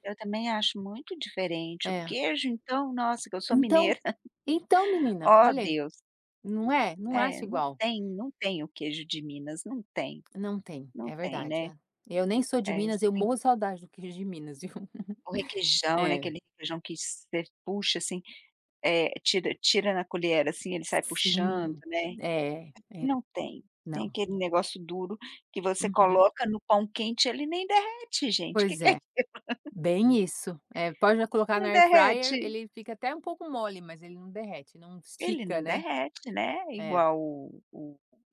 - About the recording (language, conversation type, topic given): Portuguese, podcast, O que deixa um lar mais aconchegante para você?
- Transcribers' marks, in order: chuckle; laugh; laugh; other background noise; tapping